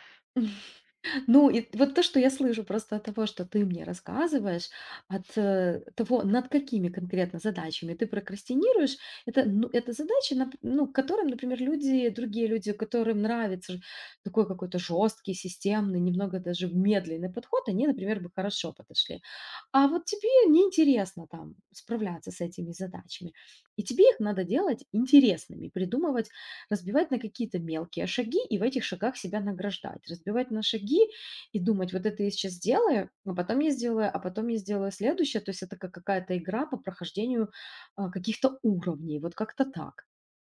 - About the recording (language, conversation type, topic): Russian, advice, Как справиться с постоянной прокрастинацией, из-за которой вы не успеваете вовремя завершать важные дела?
- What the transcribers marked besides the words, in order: chuckle; other background noise